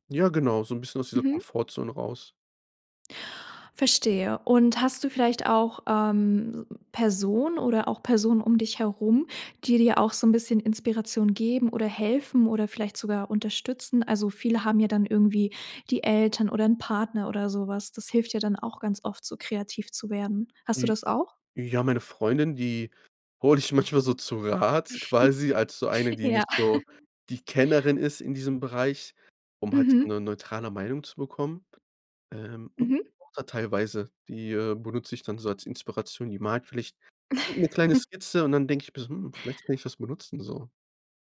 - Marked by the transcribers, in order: laugh; unintelligible speech; laugh
- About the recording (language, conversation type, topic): German, podcast, Wie bewahrst du dir langfristig die Freude am kreativen Schaffen?